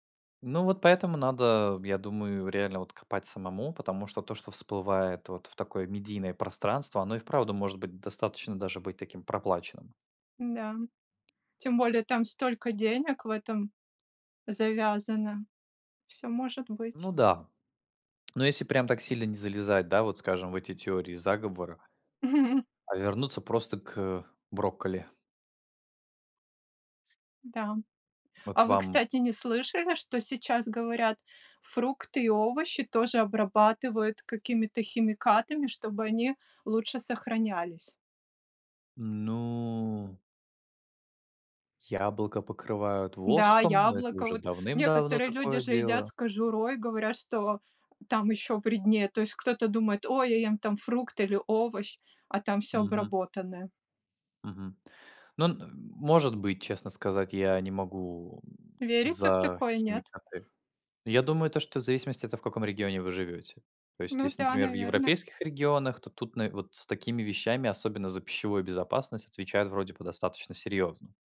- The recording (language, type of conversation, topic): Russian, unstructured, Как ты убеждаешь близких питаться более полезной пищей?
- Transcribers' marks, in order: tapping; chuckle; other background noise; drawn out: "Ну"